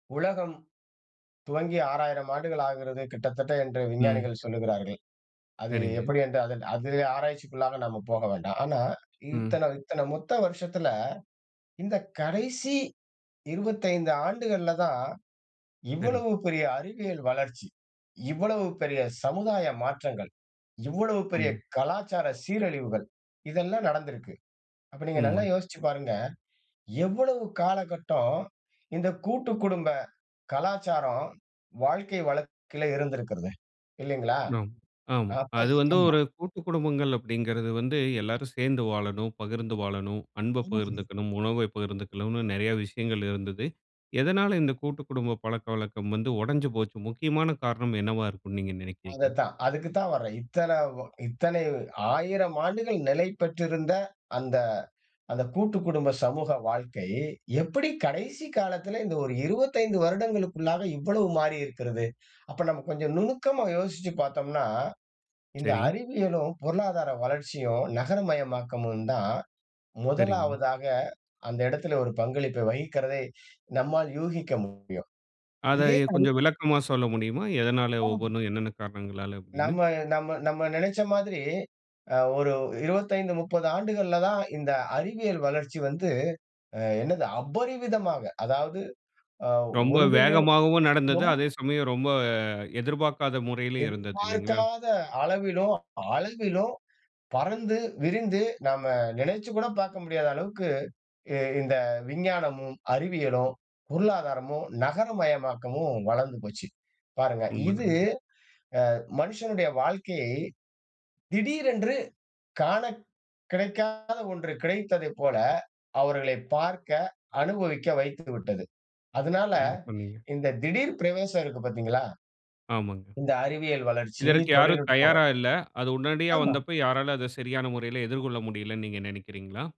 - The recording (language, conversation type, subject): Tamil, podcast, ஓய்வு பெற்றோரும் மூதவர்களும் சமூகத்தில் எவ்வாறு மதிக்கப்பட வேண்டும்?
- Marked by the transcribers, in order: unintelligible speech; other background noise; other noise